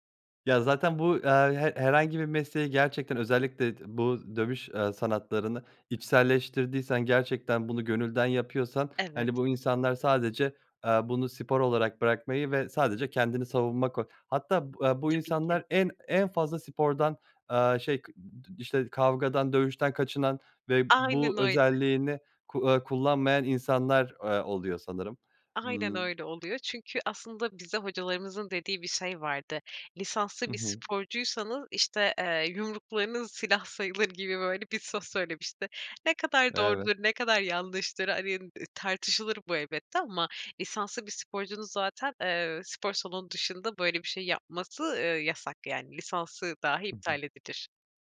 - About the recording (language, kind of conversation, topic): Turkish, podcast, Bıraktığın hangi hobiye yeniden başlamak isterdin?
- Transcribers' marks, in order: unintelligible speech